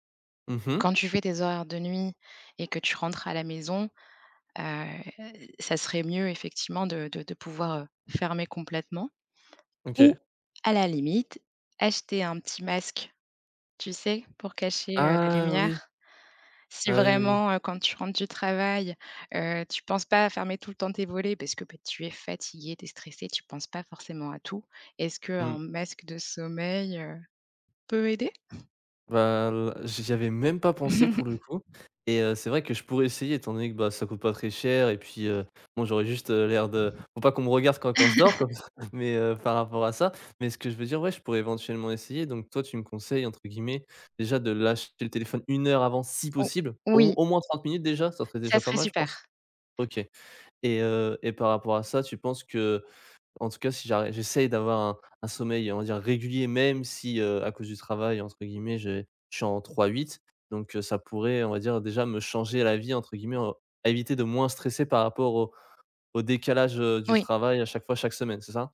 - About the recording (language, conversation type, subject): French, advice, Comment gérer des horaires de sommeil irréguliers à cause du travail ou d’obligations ?
- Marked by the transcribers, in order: tapping; other background noise; drawn out: "heu"; stressed: "ou"; drawn out: "Ah"; stressed: "fatigué"; stressed: "sommeil"; chuckle; chuckle; chuckle; stressed: "si"